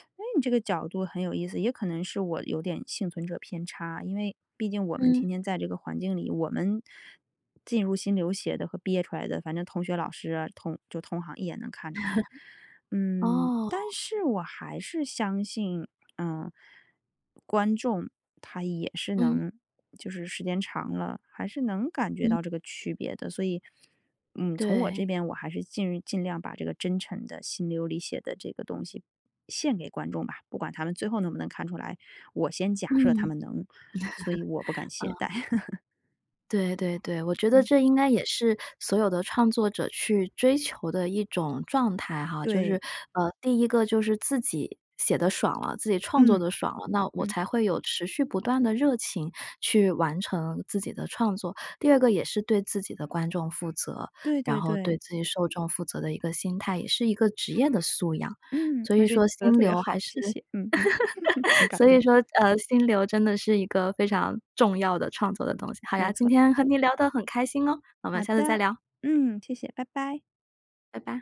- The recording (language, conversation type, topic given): Chinese, podcast, 你如何知道自己进入了心流？
- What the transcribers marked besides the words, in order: laugh; laugh; laugh; joyful: "好呀，今天和你聊得很开心哦，我们下次再聊"